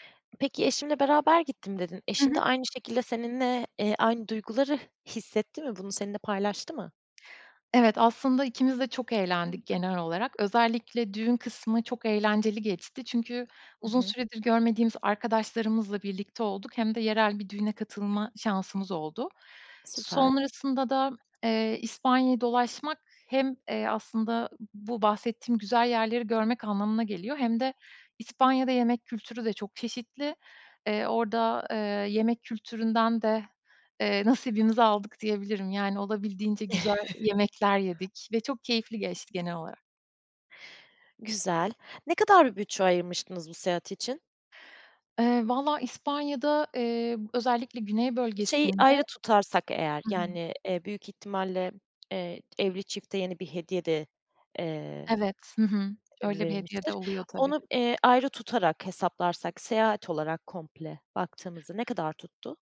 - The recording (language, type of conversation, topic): Turkish, podcast, En unutulmaz seyahatini nasıl geçirdin, biraz anlatır mısın?
- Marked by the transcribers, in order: chuckle; tapping